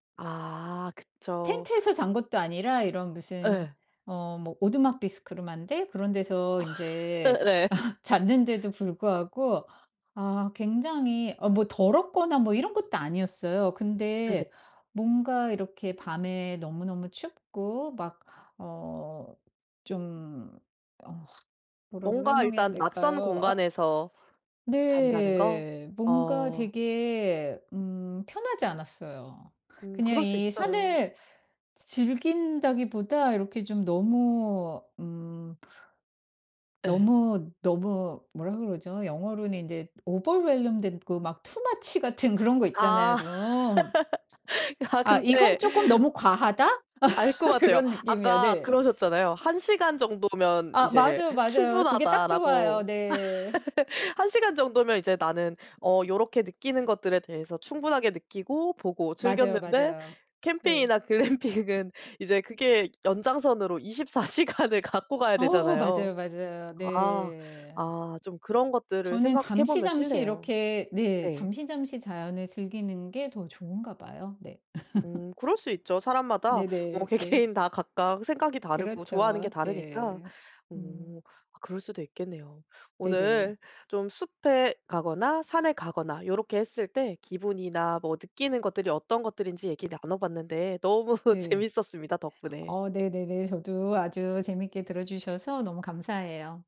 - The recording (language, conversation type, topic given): Korean, podcast, 숲이나 산에 가면 기분이 어떻게 달라지나요?
- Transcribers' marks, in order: inhale; laugh; laugh; other background noise; put-on voice: "overwhelmed"; in English: "overwhelmed"; in English: "too much"; laugh; laughing while speaking: "아 근데"; laugh; laugh; laughing while speaking: "글램핑은"; laughing while speaking: "이십 사 시간을"; laugh; laughing while speaking: "개개인"; laughing while speaking: "너무 재밌었습니다"